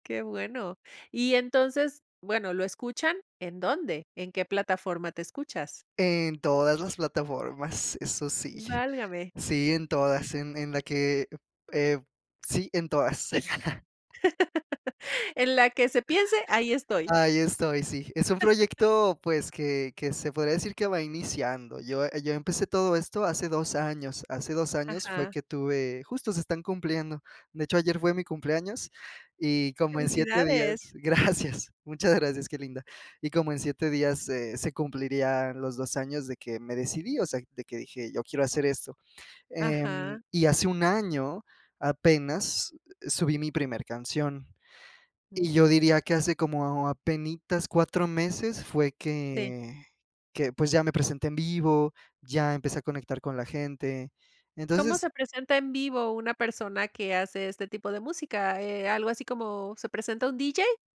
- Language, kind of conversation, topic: Spanish, podcast, ¿Cómo conviertes una idea vaga en algo concreto?
- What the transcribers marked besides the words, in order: giggle; other background noise; laugh; laugh; laughing while speaking: "gracias"